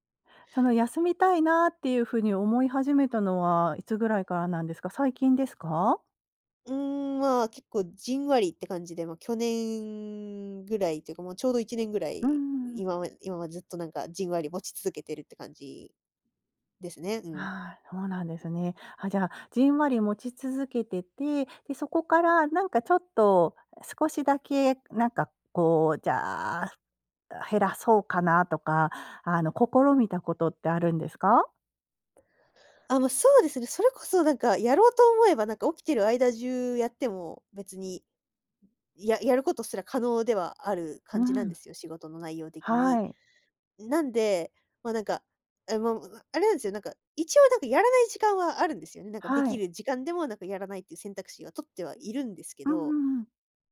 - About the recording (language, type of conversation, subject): Japanese, advice, 休みの日でも仕事のことが頭から離れないのはなぜですか？
- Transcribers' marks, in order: none